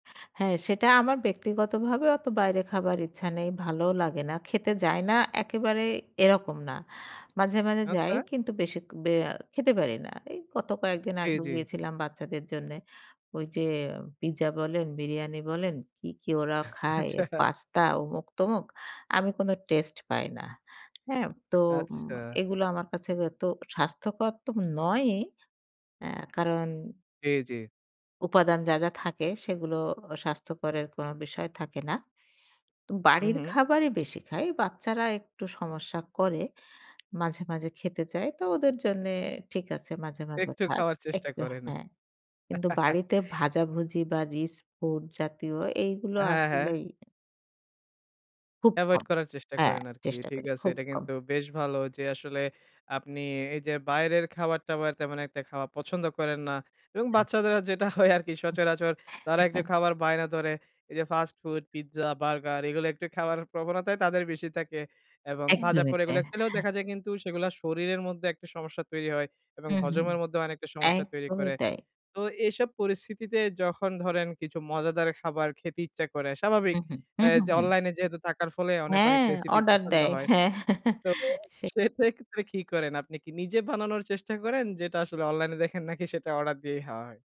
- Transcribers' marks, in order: tapping; "বেশি" said as "বেশিক"; laughing while speaking: "আচ্ছা"; chuckle; "রিচ" said as "রিস"; laughing while speaking: "যেটা হয় আরকি"; laughing while speaking: "সেক্ষেত্রে কি করেন?"; chuckle
- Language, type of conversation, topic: Bengali, podcast, খাবারের মাধ্যমে আপনি কীভাবে আপনার শরীরকে সুস্থ রাখেন?